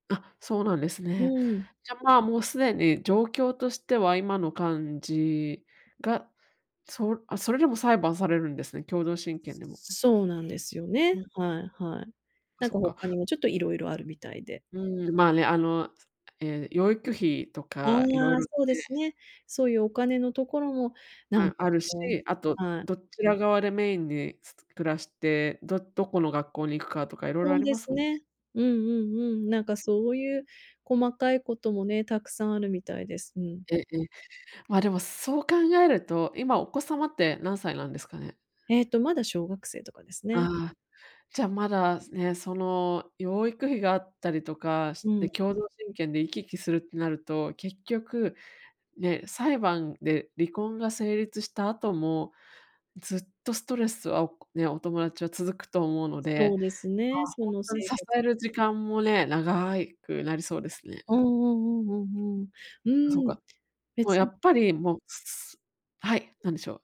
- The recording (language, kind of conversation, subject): Japanese, advice, 友だちがストレスを感じているとき、どう支えればいいですか？
- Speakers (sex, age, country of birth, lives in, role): female, 35-39, Japan, United States, advisor; female, 40-44, Japan, United States, user
- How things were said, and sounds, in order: other background noise